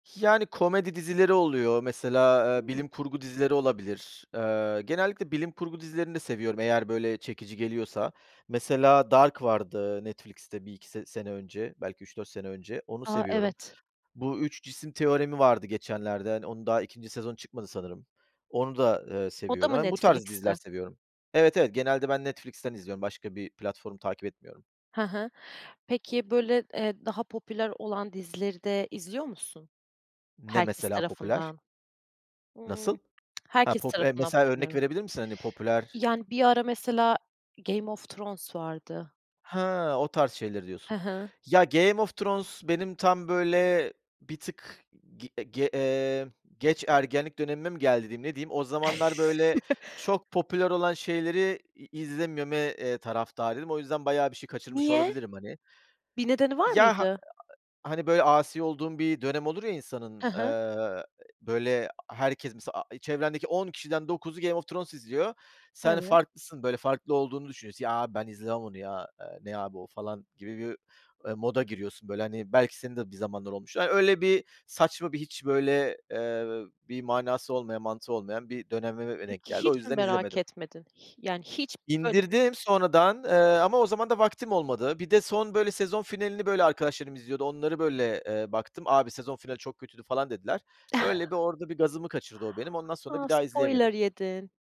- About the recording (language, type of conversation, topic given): Turkish, podcast, Dizi spoiler’larıyla nasıl başa çıkıyorsun, bunun için bir kuralın var mı?
- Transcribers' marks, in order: lip smack; other background noise; chuckle; unintelligible speech; chuckle